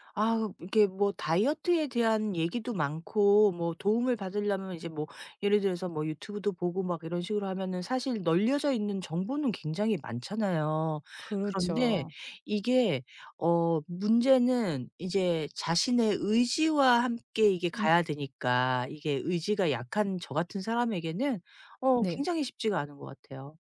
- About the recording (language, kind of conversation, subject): Korean, advice, 다이어트 계획을 오래 지키지 못하는 이유는 무엇인가요?
- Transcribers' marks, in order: tapping